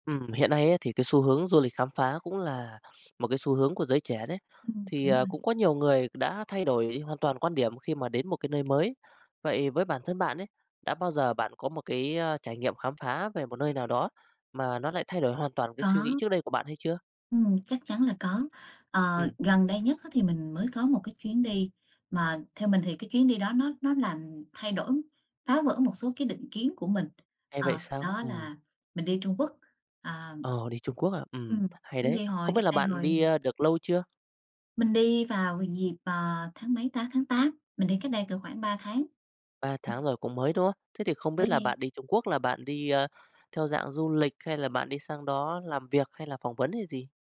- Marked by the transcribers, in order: tapping
- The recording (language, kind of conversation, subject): Vietnamese, podcast, Bạn có thể kể lại một trải nghiệm khám phá văn hóa đã khiến bạn thay đổi quan điểm không?